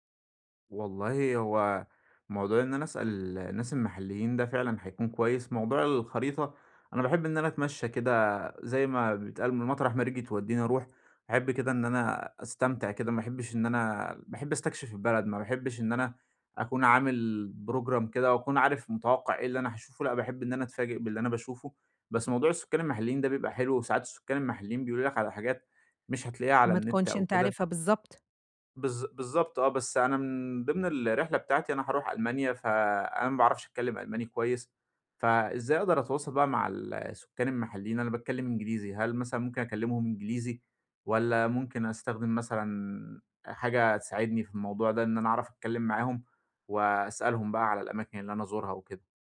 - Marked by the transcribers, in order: in English: "program"; tapping
- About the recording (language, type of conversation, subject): Arabic, advice, إزاي أتنقل بأمان وثقة في أماكن مش مألوفة؟
- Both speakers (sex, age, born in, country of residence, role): female, 30-34, Egypt, Egypt, advisor; male, 25-29, Egypt, Egypt, user